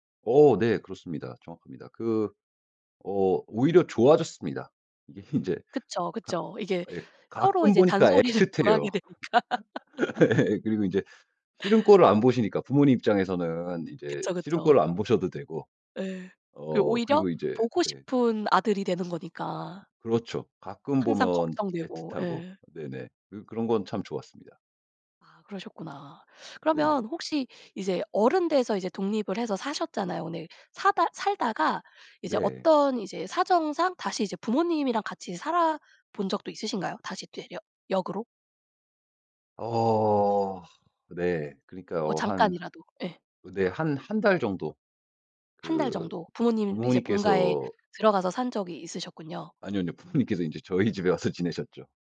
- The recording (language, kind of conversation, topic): Korean, podcast, 집을 떠나 독립했을 때 기분은 어땠어?
- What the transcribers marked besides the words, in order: laughing while speaking: "인제"; laughing while speaking: "잔소리를 덜 하게 되니까"; laugh; laughing while speaking: "예"; laugh; other background noise; laughing while speaking: "부모님께서 인제 저희 집에 와서 지내셨죠"